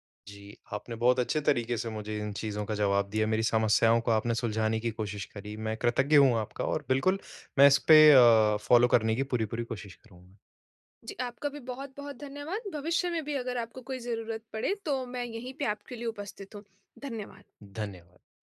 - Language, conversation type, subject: Hindi, advice, कई कार्यों के बीच प्राथमिकताओं का टकराव होने पर समय ब्लॉक कैसे बनाऊँ?
- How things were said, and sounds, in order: in English: "फ़ॉलो"